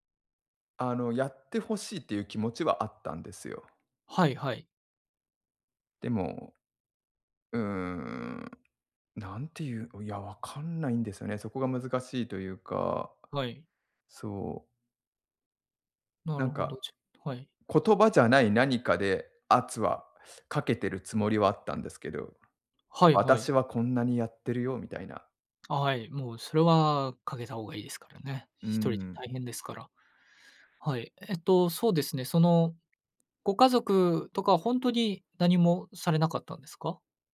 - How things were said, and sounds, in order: none
- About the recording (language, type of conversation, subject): Japanese, advice, 介護の負担を誰が担うかで家族が揉めている